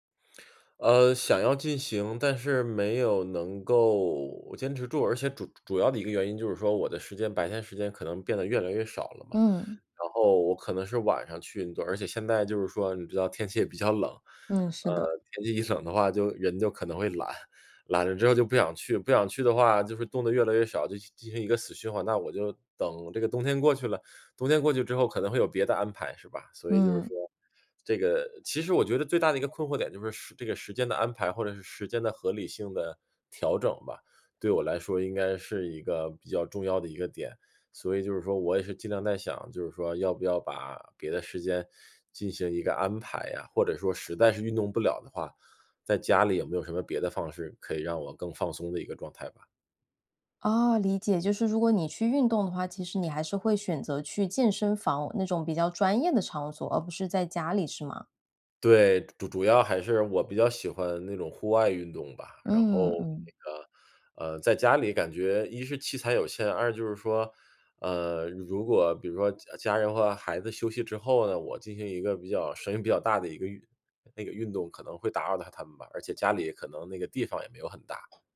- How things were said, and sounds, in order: tapping; laughing while speaking: "一冷"
- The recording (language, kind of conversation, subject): Chinese, advice, 我怎样才能把自我关怀变成每天的习惯？